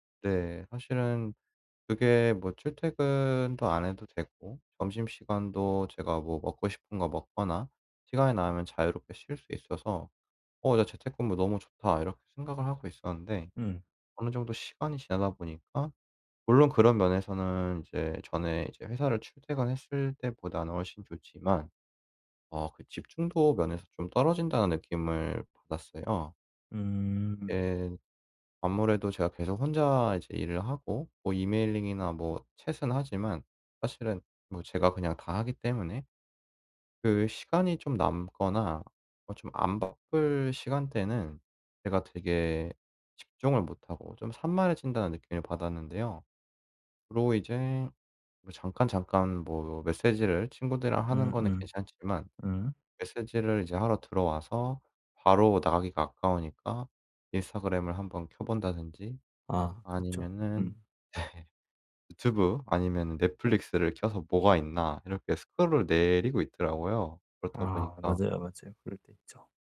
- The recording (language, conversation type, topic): Korean, advice, 산만함을 줄이고 집중할 수 있는 환경을 어떻게 만들 수 있을까요?
- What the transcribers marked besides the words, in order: other background noise; in English: "emailing이나"; in English: "chat은"; laugh